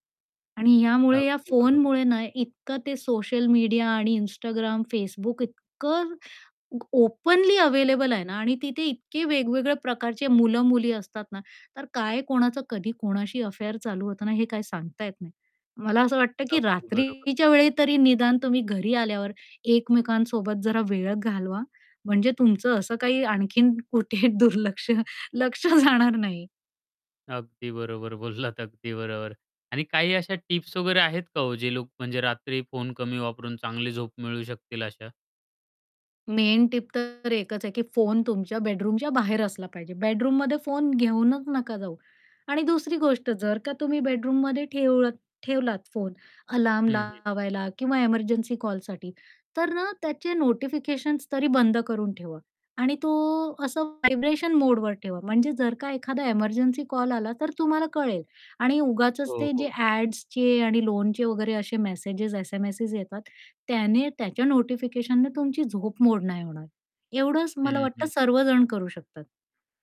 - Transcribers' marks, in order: static; tapping; in English: "ओपनली"; distorted speech; other background noise; laughing while speaking: "दुर्लक्ष लक्ष जाणार नाही"; laughing while speaking: "अगदी बरोबर"; in English: "मेन"
- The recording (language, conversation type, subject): Marathi, podcast, रात्री फोन वापरण्याची तुमची पद्धत काय आहे?